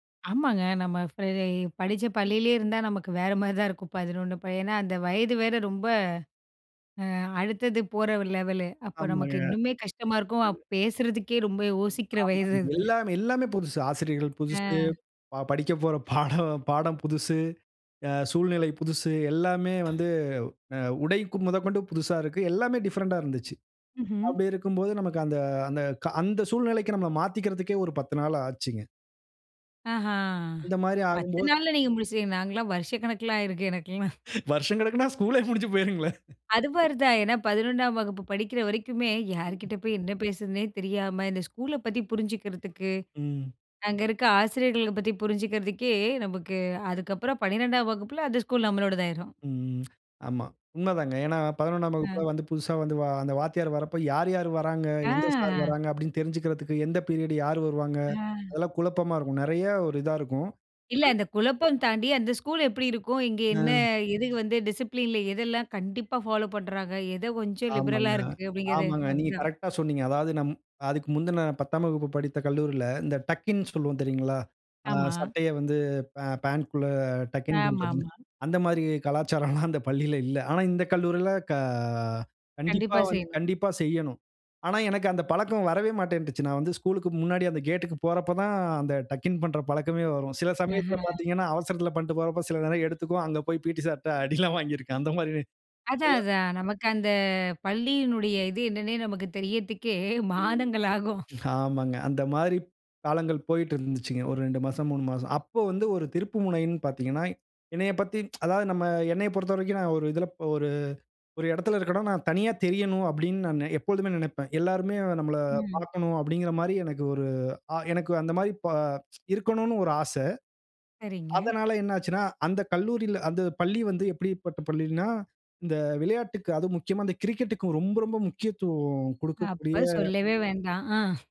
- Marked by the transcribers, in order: other background noise; laughing while speaking: "வயசு அது"; laughing while speaking: "பாடம்"; "உடை" said as "உடைக்கு"; in English: "டிஃபரண்ட்டா"; laughing while speaking: "வருஷங்கணக்குன்னா, ஸ்கூல்லே முடிஞ்சு போயிருங்களே!"; tsk; other noise; in English: "டிசிப்ளின்ல"; in English: "ஃபாலோ"; in English: "லிபரலா"; in English: "டக்-இன்"; laughing while speaking: "கலாச்சாரம்ல்லாம்"; in English: "டக்-இன்"; laughing while speaking: "அடியெல்லாம் வாங்கியிருக்கேன். அந்த மாரி"; laughing while speaking: "மாதங்களாகும்"; tsk; tsk
- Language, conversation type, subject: Tamil, podcast, பள்ளி அல்லது கல்லூரியில் உங்களுக்கு வாழ்க்கையில் திருப்புமுனையாக அமைந்த நிகழ்வு எது?